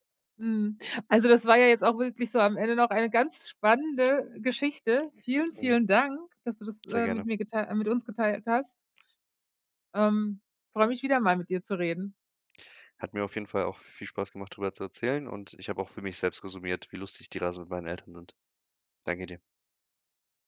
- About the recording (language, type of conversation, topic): German, podcast, Was ist dein wichtigster Reisetipp, den jeder kennen sollte?
- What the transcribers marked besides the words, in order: none